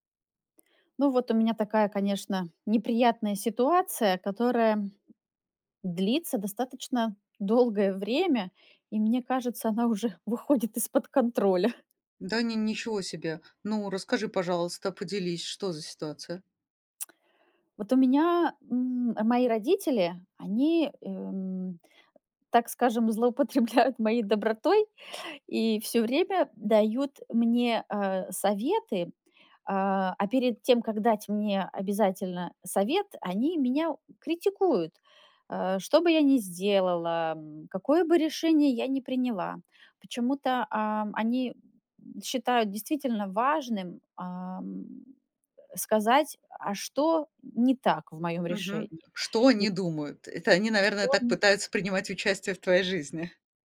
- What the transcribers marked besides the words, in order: tapping; other background noise; chuckle; tongue click; laughing while speaking: "злоупотребляют"
- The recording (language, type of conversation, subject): Russian, advice, Как вы справляетесь с постоянной критикой со стороны родителей?